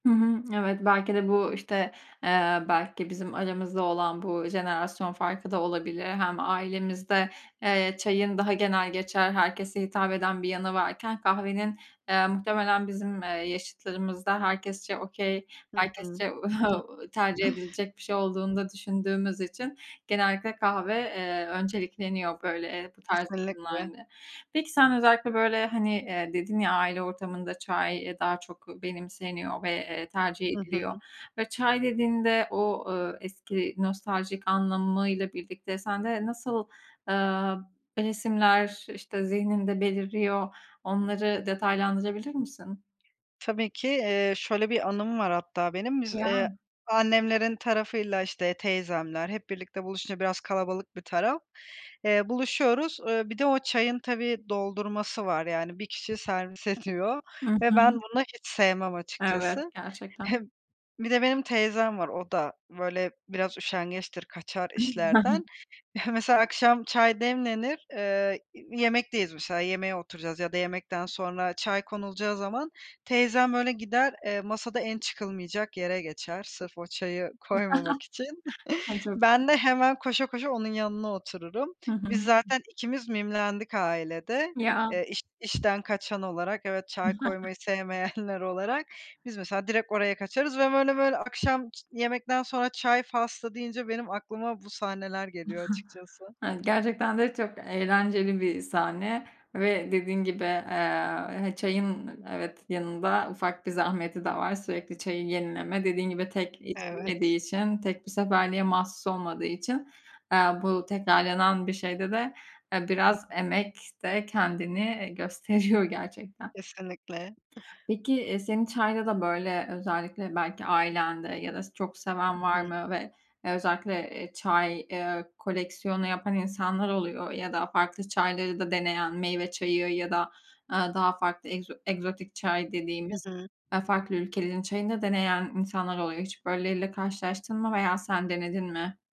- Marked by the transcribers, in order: in English: "okay"; chuckle; other background noise; laughing while speaking: "ediyor"; chuckle; chuckle; chuckle; chuckle; chuckle; chuckle
- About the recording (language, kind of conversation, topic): Turkish, podcast, Bir fincan çayın ya da kahvenin sana verdiği keyfi anlatır mısın?